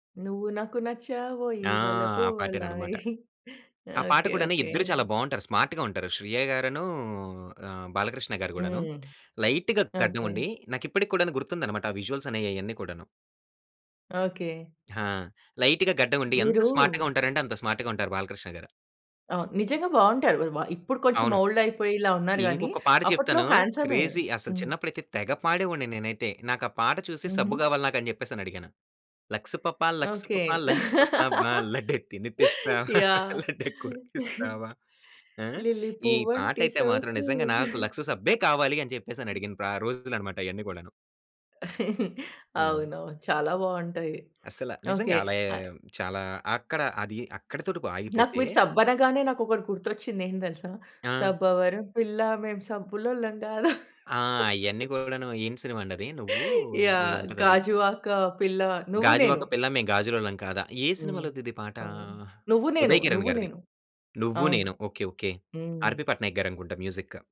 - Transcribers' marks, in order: singing: "నువ్వు నాకు నచ్చావో‌యి వలపు వల‌యి"; chuckle; in English: "స్మార్ట్‌గా"; tapping; in English: "లైట్‌గా"; in English: "విజువల్స్"; in English: "లైట్‌గా"; in English: "స్మార్ట్‌గా"; in English: "స్మార్ట్‌గా"; in English: "ఓల్డ్"; in English: "క్రేజీ"; singing: "లక్స్ పాపా లక్స్ పాపా లంచ్ కోస్తావా? లడ్డే తినిపిస్తావా? లడ్డే కొరికిస్తావా?"; other background noise; laugh; singing: "లిల్లీ పువ్వుంటి సోకు"; chuckle; chuckle; chuckle; other noise; singing: "సబ్బవరం పిల్ల మేము సబ్బులోల్లం కాదా!"; laugh; chuckle; in English: "మ్యూజిక్"
- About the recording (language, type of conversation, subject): Telugu, podcast, మీకు గుర్తున్న మొదటి సంగీత జ్ఞాపకం ఏది, అది మీపై ఎలా ప్రభావం చూపింది?